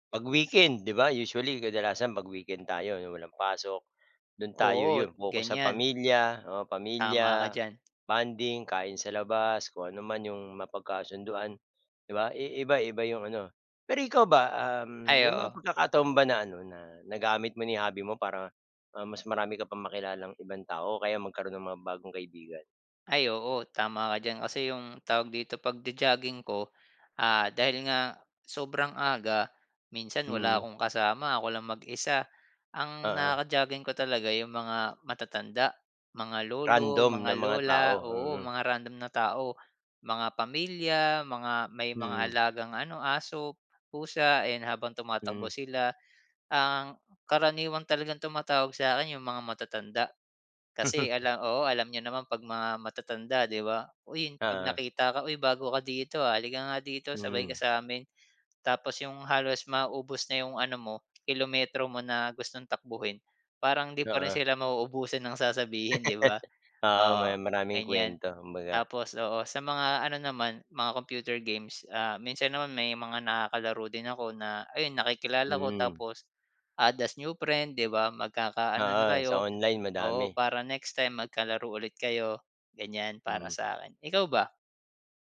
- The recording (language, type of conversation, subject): Filipino, unstructured, Paano mo ginagamit ang libangan mo para mas maging masaya?
- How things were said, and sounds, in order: chuckle; laugh